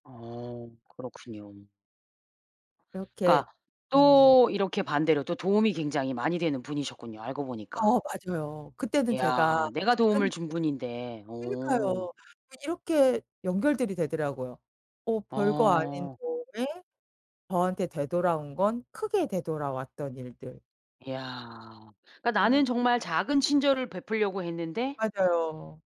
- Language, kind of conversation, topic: Korean, podcast, 우연한 만남으로 얻게 된 기회에 대해 이야기해줄래?
- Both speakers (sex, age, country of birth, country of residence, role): female, 45-49, South Korea, France, guest; female, 45-49, South Korea, United States, host
- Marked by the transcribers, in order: none